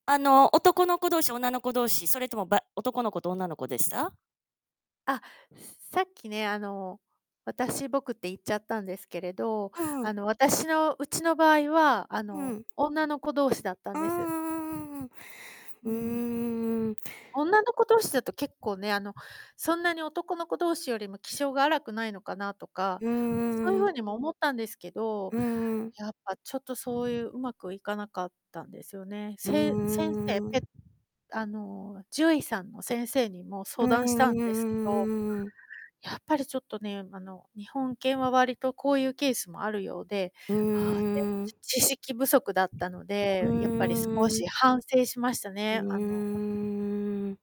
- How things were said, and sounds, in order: static; background speech; distorted speech
- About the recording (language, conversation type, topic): Japanese, unstructured, ペットは家族にどのような影響を与えると思いますか？